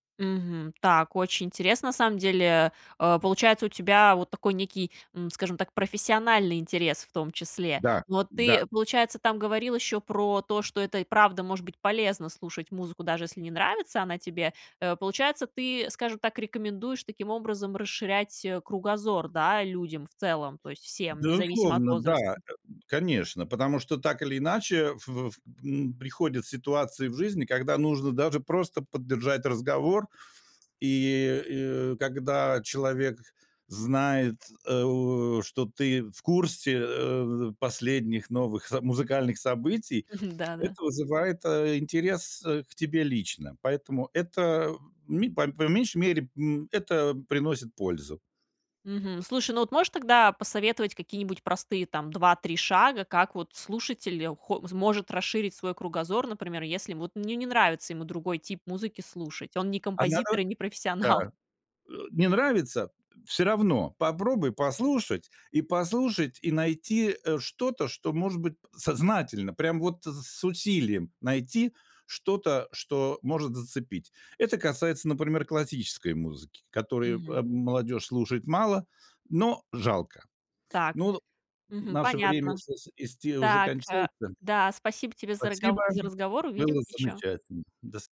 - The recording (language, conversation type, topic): Russian, podcast, Как окружение влияет на то, что ты слушаешь?
- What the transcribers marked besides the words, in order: tapping; laughing while speaking: "профессионал"